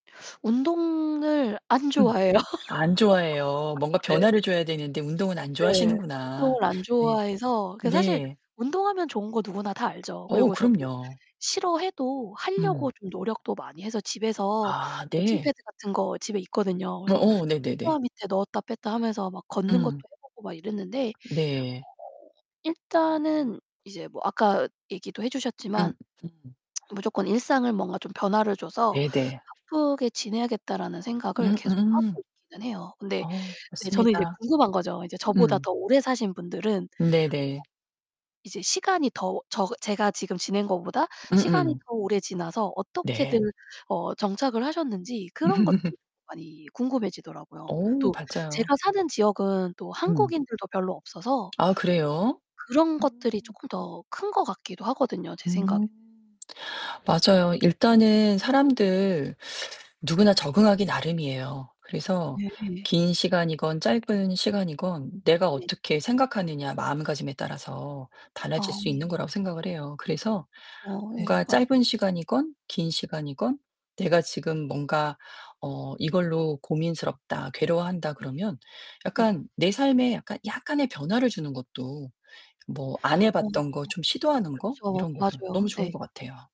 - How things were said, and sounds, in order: laughing while speaking: "좋아해요"; laugh; distorted speech; tapping; tsk; other background noise; unintelligible speech; laugh; static
- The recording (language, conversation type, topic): Korean, advice, 이사한 뒤 향수병과 지속적인 외로움을 어떻게 극복할 수 있을까요?